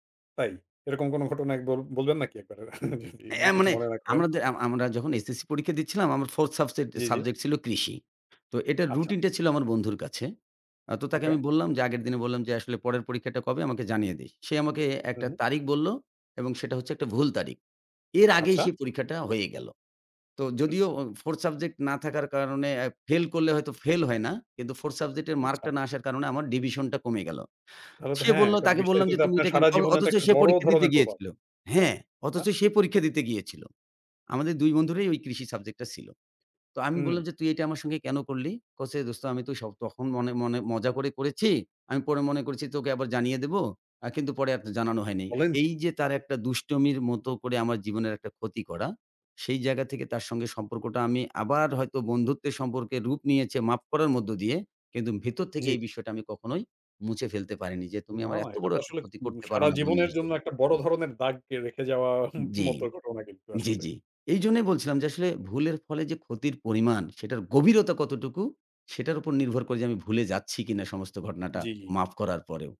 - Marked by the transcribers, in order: laughing while speaking: "একবারে যদি কিছু মনে না করেন?"; tapping; other background noise; "বলেছে" said as "কছে"; laughing while speaking: "যাওয়ার ম মতো"
- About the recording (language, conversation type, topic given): Bengali, podcast, মাফ করা কি সত্যিই সব ভুলে যাওয়ার মানে?